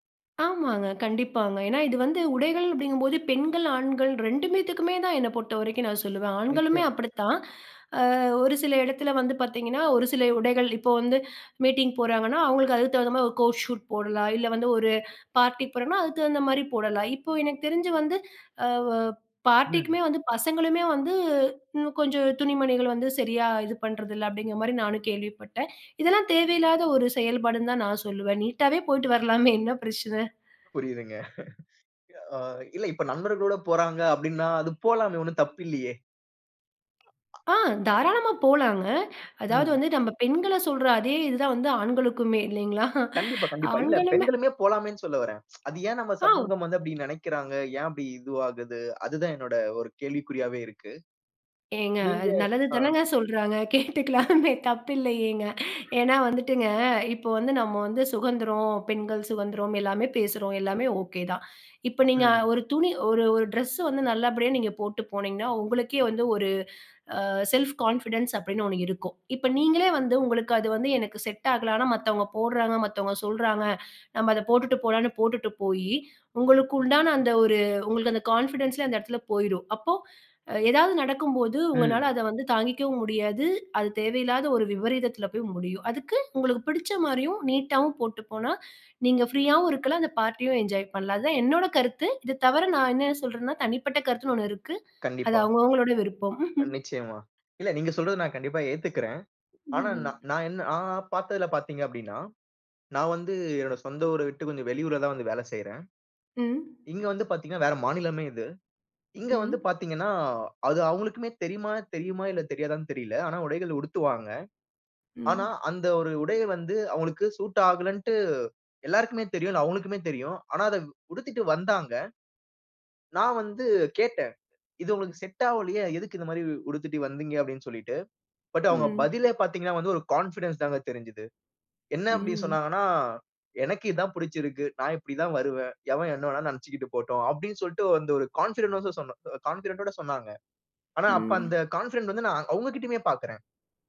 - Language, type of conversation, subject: Tamil, podcast, மற்றோரின் கருத்து உன் உடைத் தேர்வை பாதிக்குமா?
- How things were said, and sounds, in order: sigh; inhale; inhale; "அதற்கு" said as "அதுக்கு"; "மாதிரி" said as "மாரி"; breath; "பண்ணுறதில்ல, அப்படின்கிற மாதிரி" said as "பண்றதில்ல, அப்டிங்கிற மாரி"; breath; breath; laugh; other noise; "பெண்களை" said as "பெண்கள"; laugh; inhale; tsk; laughing while speaking: "கேட்டுக்கலாமே தப்பில்லையேங்க"; sneeze; inhale; inhale; in English: "செல்ஃப் கான்ஃபிடன்ஸ்"; "போடுறாங்க" said as "போட்றாங்க"; breath; in English: "கான்ஃபிடன்ஸ்லே"; inhale; chuckle; in English: "பட்"; in English: "கான்ஃபிடன்ஸ்"; in English: "கான்ஃபிடன்ட்ஸ் கான்ஃபிடன்ட்"; "அப்போ" said as "அப்ப"; in English: "கான்ஃபிடன்ட்"